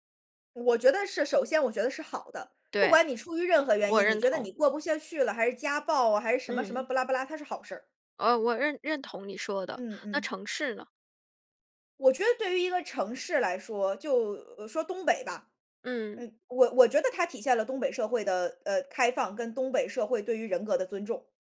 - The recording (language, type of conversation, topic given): Chinese, podcast, 有什么故事让你开始关注社会问题？
- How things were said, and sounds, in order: other background noise